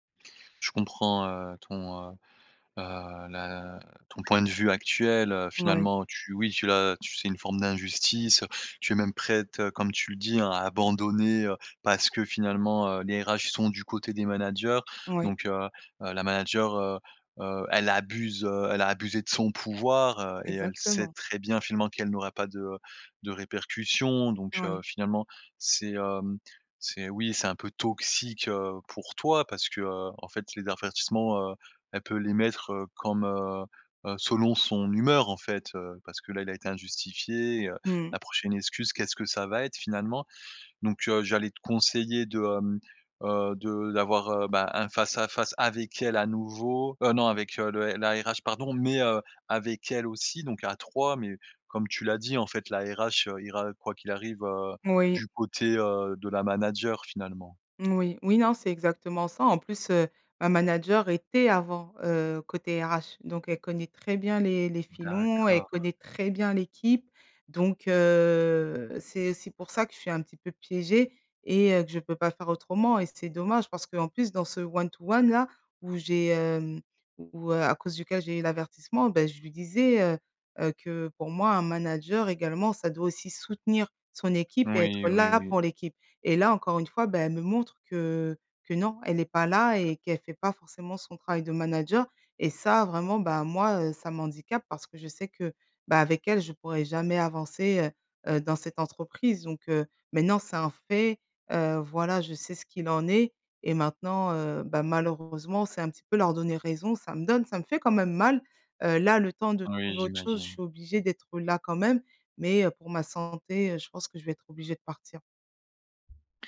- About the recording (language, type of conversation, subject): French, advice, Comment ta confiance en toi a-t-elle diminué après un échec ou une critique ?
- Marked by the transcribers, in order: stressed: "abuse"; stressed: "toxique"; drawn out: "heu"; in English: "one to one"; tapping